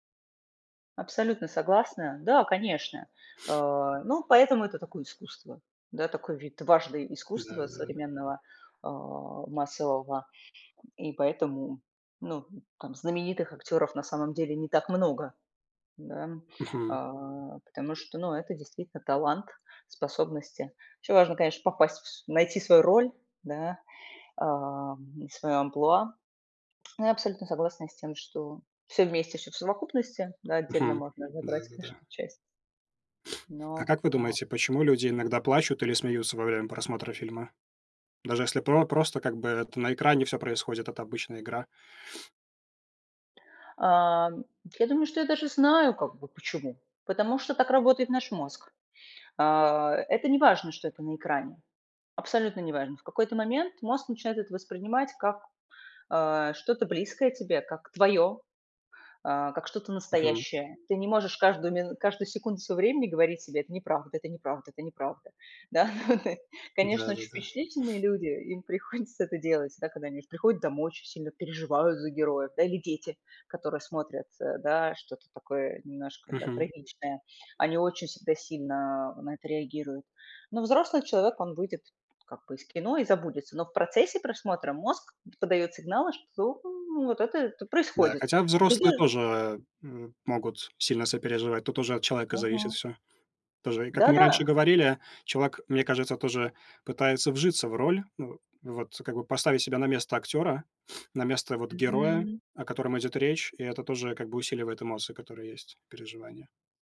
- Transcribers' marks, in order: sniff; other noise; tapping; sniff; other background noise; sniff; chuckle; laughing while speaking: "приходится"; drawn out: "что"; "человек" said as "челвак"; sniff
- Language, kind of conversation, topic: Russian, unstructured, Почему фильмы часто вызывают сильные эмоции у зрителей?